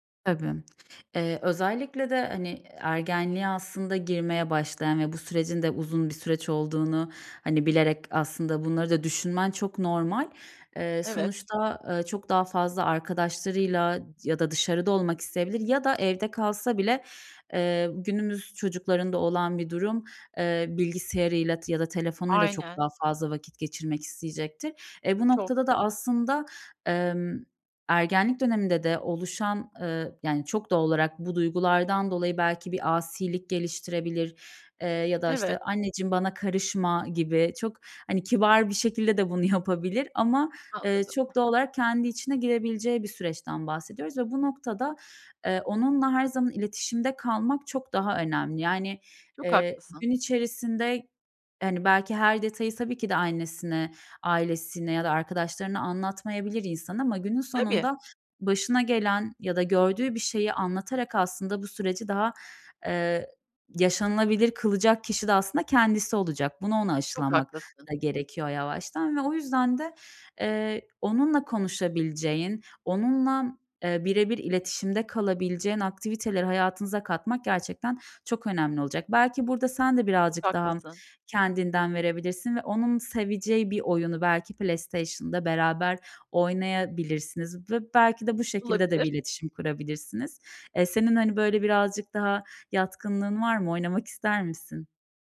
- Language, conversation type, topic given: Turkish, advice, Sürekli öğrenme ve uyum sağlama
- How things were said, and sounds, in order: other background noise; laughing while speaking: "yapabilir"; tapping